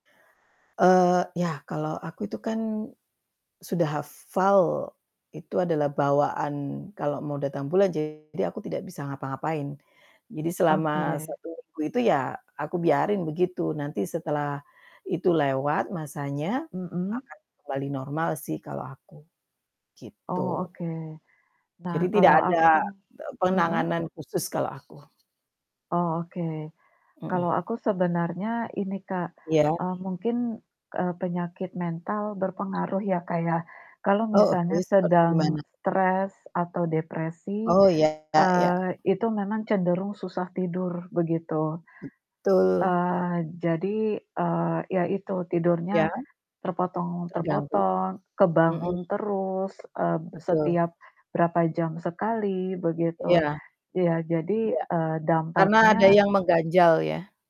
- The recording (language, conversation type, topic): Indonesian, unstructured, Bagaimana peran tidur dalam menjaga suasana hati kita?
- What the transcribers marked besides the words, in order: static; other background noise; distorted speech; tapping